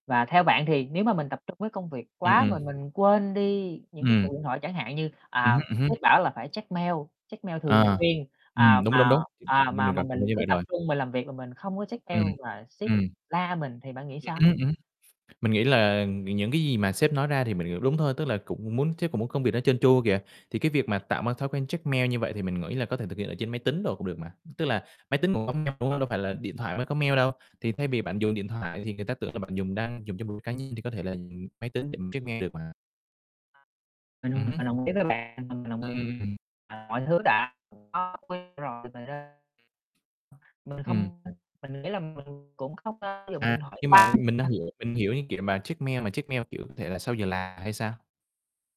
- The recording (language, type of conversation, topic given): Vietnamese, unstructured, Bạn nghĩ sao về việc mọi người sử dụng điện thoại trong giờ làm việc?
- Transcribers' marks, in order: distorted speech; static; other background noise; tapping; unintelligible speech